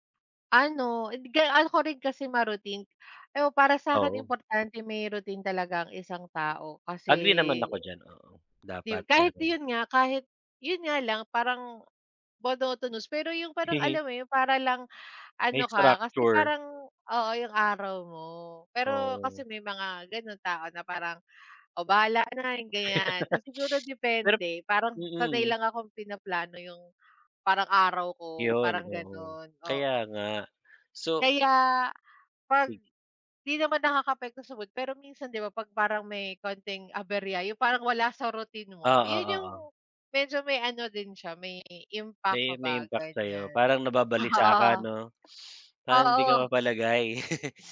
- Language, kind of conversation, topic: Filipino, unstructured, Ano ang mga simpleng bagay na gusto mong baguhin sa araw-araw?
- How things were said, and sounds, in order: chuckle; other background noise; laugh; sniff; chuckle